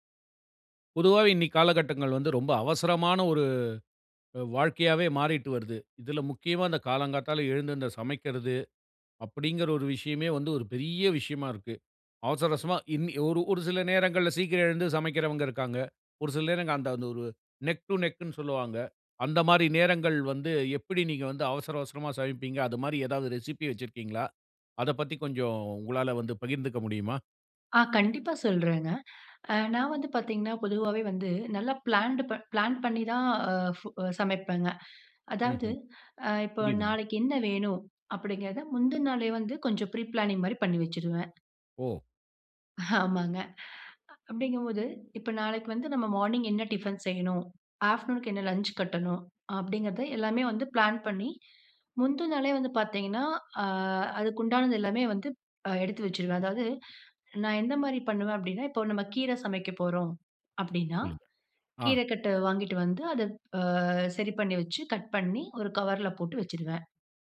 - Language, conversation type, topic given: Tamil, podcast, வீட்டில் அவசரமாக இருக்கும் போது விரைவாகவும் சுவையாகவும் உணவு சமைக்க என்னென்ன உத்திகள் பயன்படும்?
- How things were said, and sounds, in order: in English: "நெக் டூ நெக்ன்னு"; in English: "ரெசிபி"; in English: "பிளான்டு ப பிளான்"; in English: "ப்ரீ பிளானிங்"; laughing while speaking: "ஆமாங்க"; in English: "மார்னிங்"; in English: "ஆஃப்டர்நூனுக்கு"; other noise